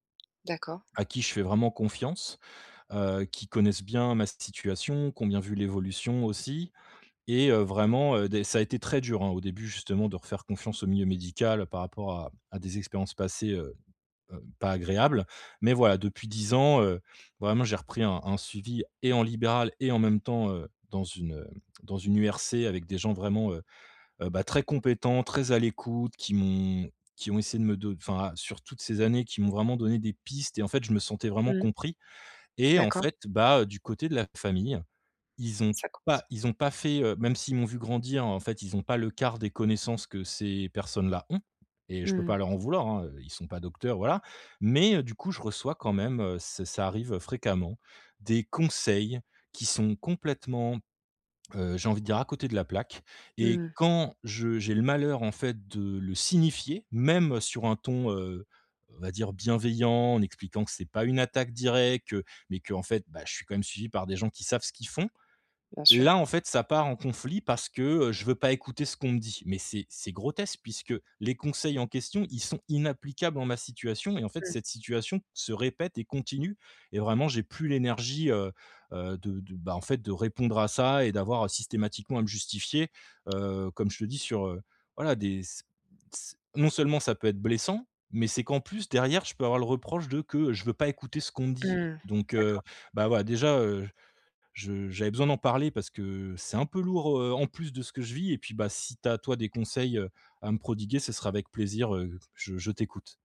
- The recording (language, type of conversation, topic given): French, advice, Comment réagir lorsque ses proches donnent des conseils non sollicités ?
- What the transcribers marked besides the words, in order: other background noise; stressed: "et"; stressed: "et"; tapping